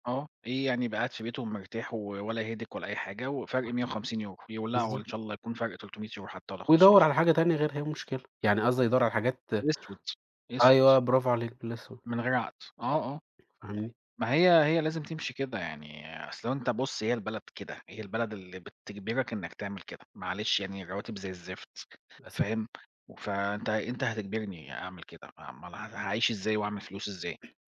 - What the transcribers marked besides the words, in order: in English: "headache"
- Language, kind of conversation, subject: Arabic, unstructured, هل شايف إن التفاوض في الشغل بيخلّي الأمور أحسن ولا أوحش؟